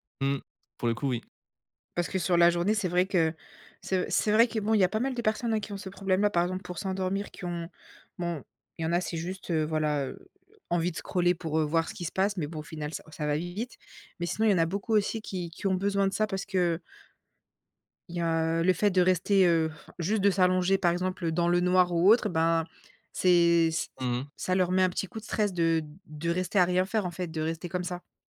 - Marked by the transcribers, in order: tapping
- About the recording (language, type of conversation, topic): French, podcast, Comment éviter de scroller sans fin le soir ?